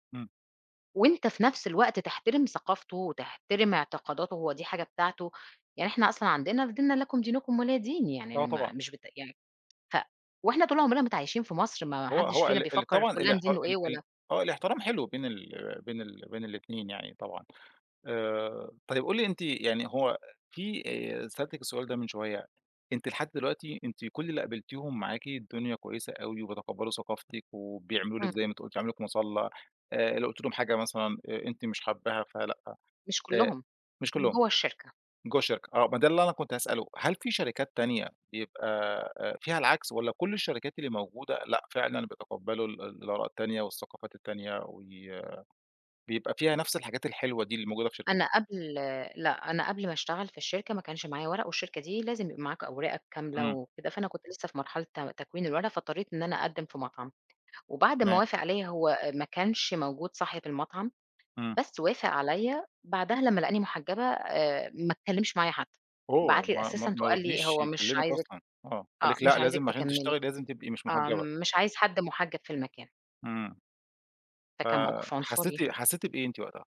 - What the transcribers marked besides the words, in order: tapping; other background noise; in English: "الAssistant"
- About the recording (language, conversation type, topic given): Arabic, podcast, إزاي ثقافتك بتأثر على شغلك؟